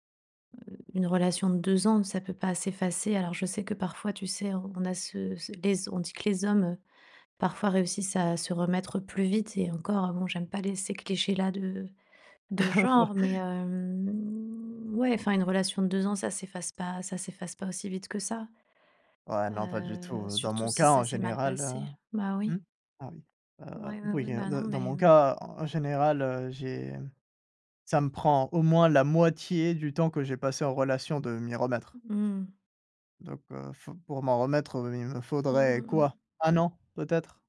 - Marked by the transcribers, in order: laugh; laughing while speaking: "Ouais"; drawn out: "hem"
- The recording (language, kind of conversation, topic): French, advice, Comment surmonter une rupture après une longue relation et gérer l’incertitude sur l’avenir ?
- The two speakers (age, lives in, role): 20-24, France, user; 40-44, Spain, advisor